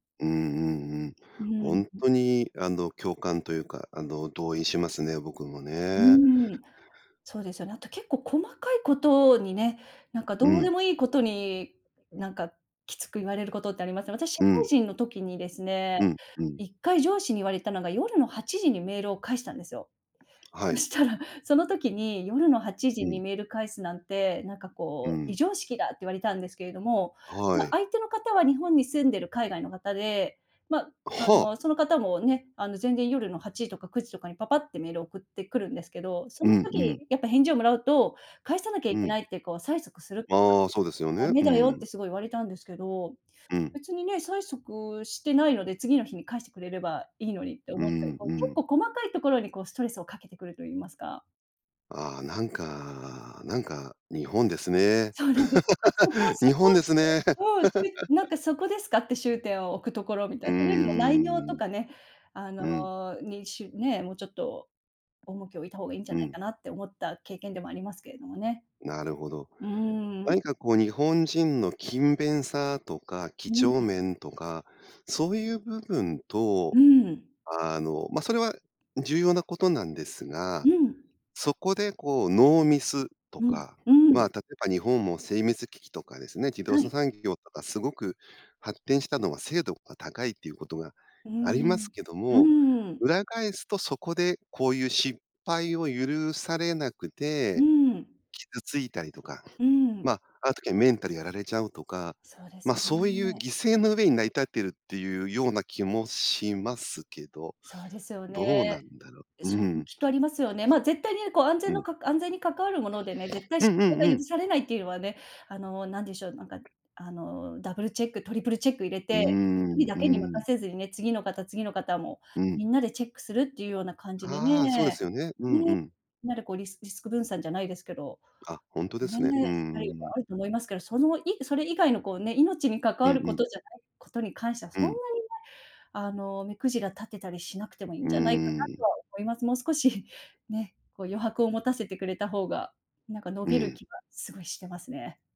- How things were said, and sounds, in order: laughing while speaking: "そしたら"; tapping; laugh; other background noise
- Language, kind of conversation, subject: Japanese, podcast, 失敗を許す環境づくりはどうすればいいですか？
- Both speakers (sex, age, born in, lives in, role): female, 40-44, Japan, United States, guest; male, 50-54, Japan, Japan, host